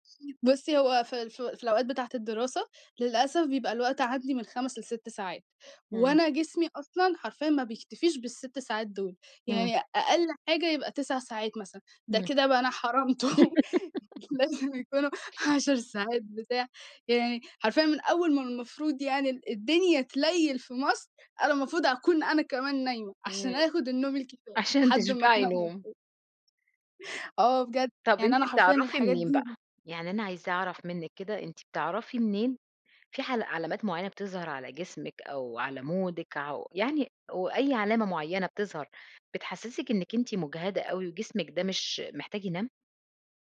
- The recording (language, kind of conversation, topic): Arabic, podcast, إيه العلامات اللي بتقول إن نومك مش مكفّي؟
- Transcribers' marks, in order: giggle; laughing while speaking: "حرمته لازم يكونوا عشر ساعات بتاع"; laughing while speaking: "عشان تشبعي نوم"; in English: "مودِك"